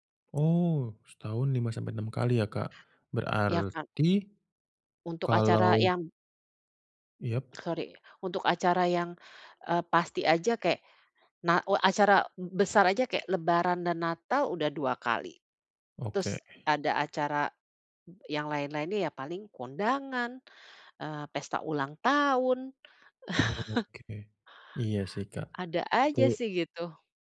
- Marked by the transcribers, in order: chuckle
- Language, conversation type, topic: Indonesian, advice, Bagaimana caranya agar saya merasa nyaman saat berada di pesta?